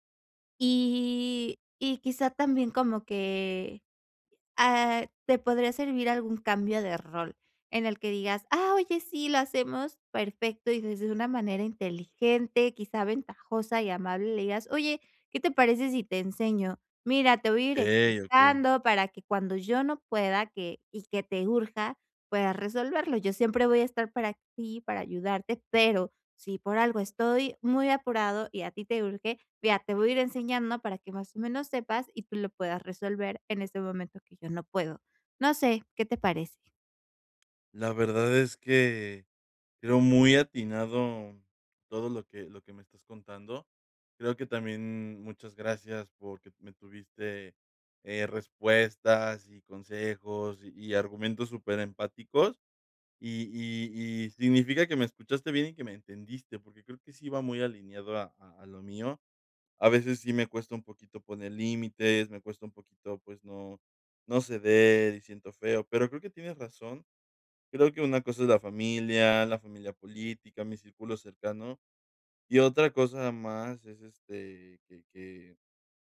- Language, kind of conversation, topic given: Spanish, advice, ¿Cómo puedo aprender a decir que no sin sentir culpa ni temor a decepcionar?
- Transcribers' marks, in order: drawn out: "Y"; other background noise